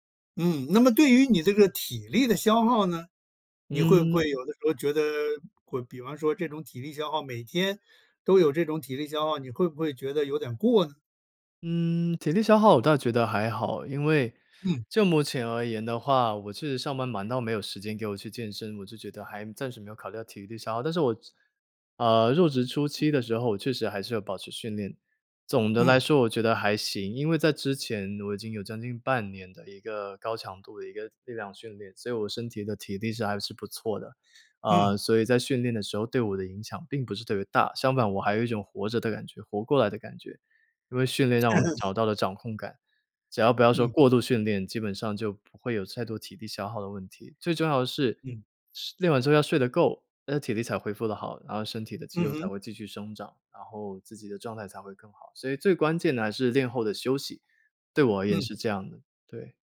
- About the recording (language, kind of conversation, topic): Chinese, podcast, 重拾爱好的第一步通常是什么？
- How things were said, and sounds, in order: other background noise; chuckle